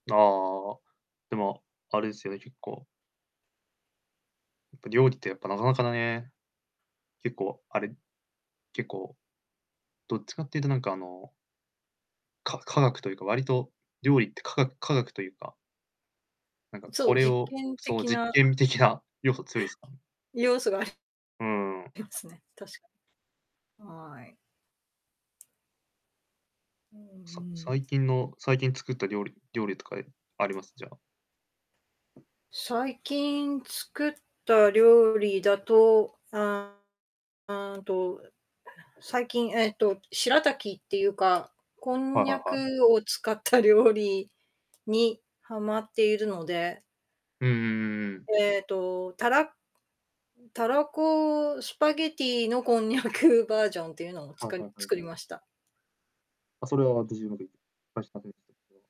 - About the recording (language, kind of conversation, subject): Japanese, podcast, 料理に失敗したときのエピソードはありますか？
- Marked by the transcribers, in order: tapping; distorted speech; other background noise; laughing while speaking: "こんにゃくバージョン"; unintelligible speech